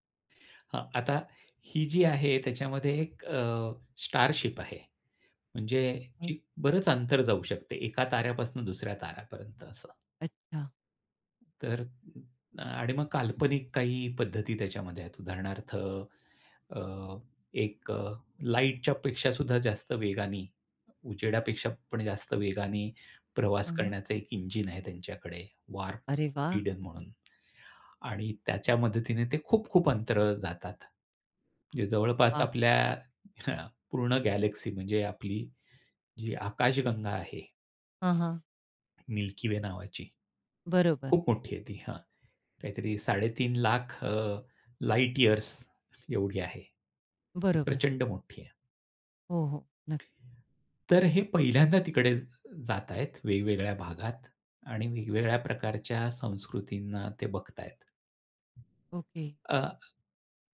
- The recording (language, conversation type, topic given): Marathi, podcast, कोणत्या प्रकारचे चित्रपट किंवा मालिका पाहिल्यावर तुम्हाला असा अनुभव येतो की तुम्ही अक्खं जग विसरून जाता?
- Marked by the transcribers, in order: tapping; other background noise; in English: "गॅलेक्सी"; other noise